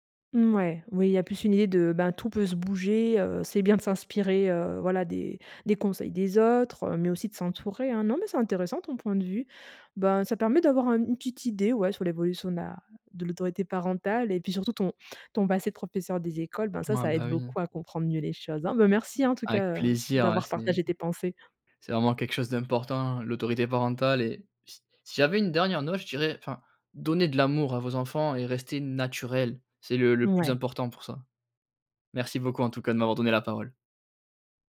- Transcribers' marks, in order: other background noise; tapping; stressed: "naturels"
- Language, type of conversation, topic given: French, podcast, Comment la notion d’autorité parentale a-t-elle évolué ?